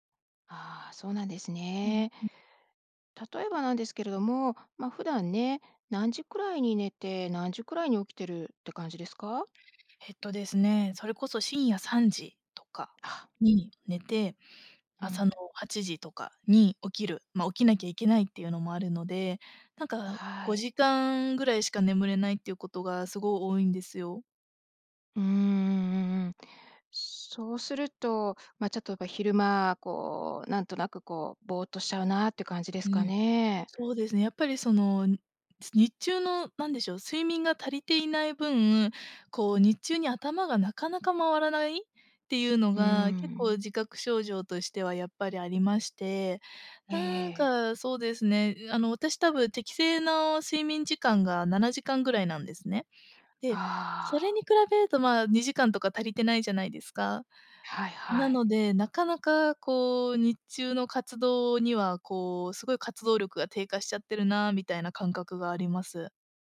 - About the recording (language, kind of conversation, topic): Japanese, advice, 眠れない夜が続いて日中ボーッとするのですが、どうすれば改善できますか？
- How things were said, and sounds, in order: none